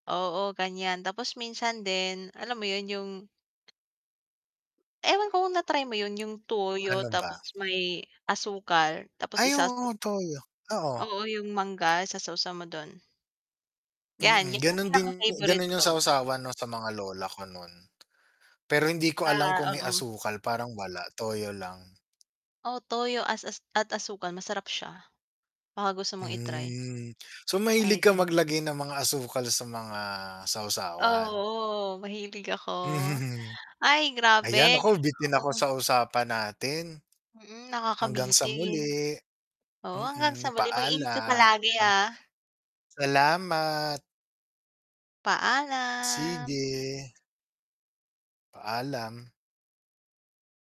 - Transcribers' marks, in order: static; other background noise; distorted speech; tapping; unintelligible speech
- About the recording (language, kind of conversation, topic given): Filipino, unstructured, Paano mo tinatanggap ang mga bagong luto na may kakaibang lasa?